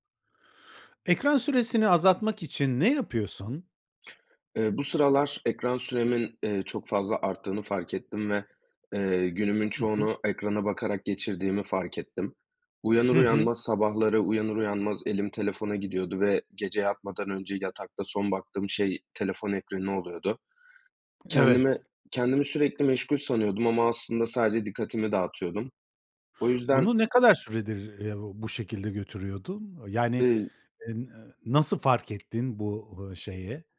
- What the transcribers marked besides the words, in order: tapping
- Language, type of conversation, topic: Turkish, podcast, Ekran süresini azaltmak için ne yapıyorsun?